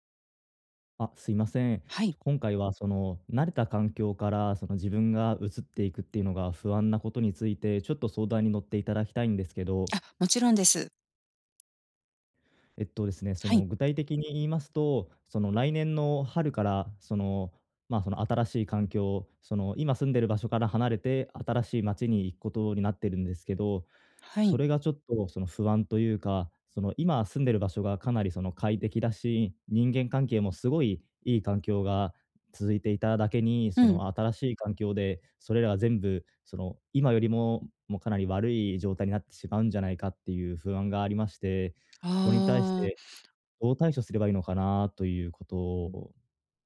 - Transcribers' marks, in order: none
- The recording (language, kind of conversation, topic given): Japanese, advice, 慣れた環境から新しい生活へ移ることに不安を感じていますか？